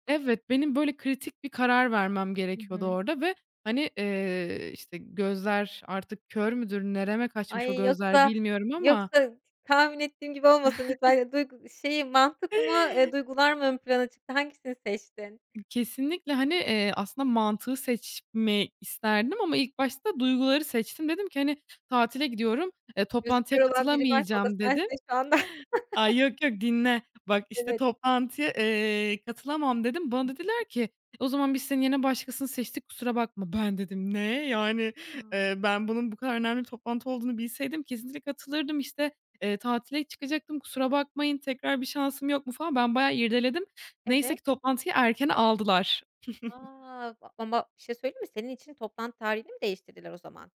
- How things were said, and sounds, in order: chuckle; chuckle; chuckle
- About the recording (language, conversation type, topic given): Turkish, podcast, Birine gerçeği söylemek için ne kadar beklemelisin?